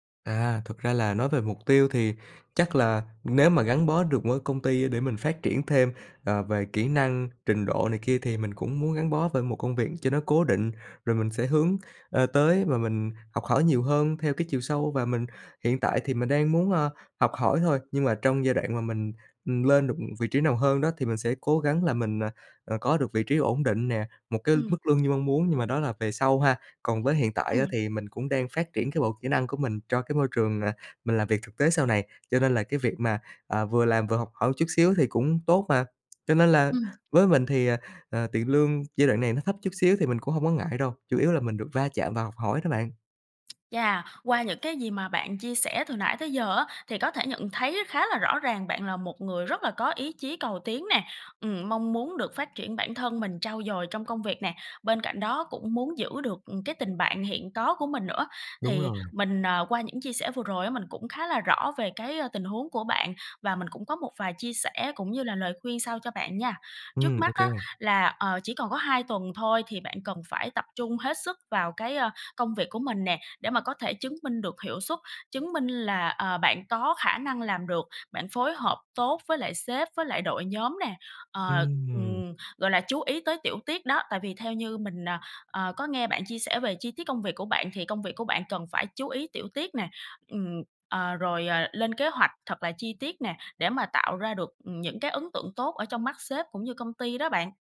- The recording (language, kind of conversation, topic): Vietnamese, advice, Bạn nên làm gì để cạnh tranh giành cơ hội thăng chức với đồng nghiệp một cách chuyên nghiệp?
- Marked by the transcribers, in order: tapping; other background noise; tsk